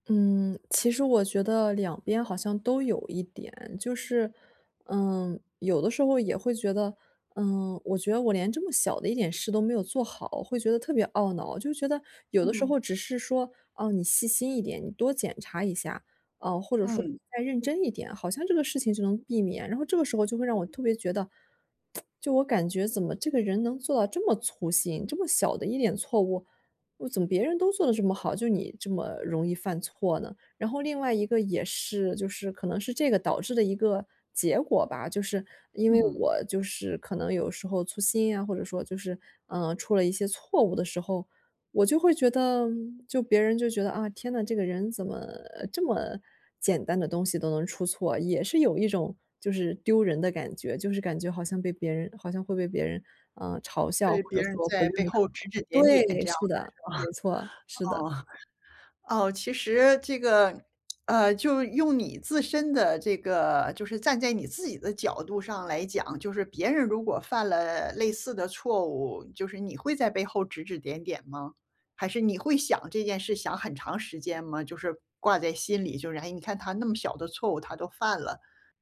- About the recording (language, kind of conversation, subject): Chinese, advice, 我怎样才能不被反复的负面想法困扰？
- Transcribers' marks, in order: lip smack; chuckle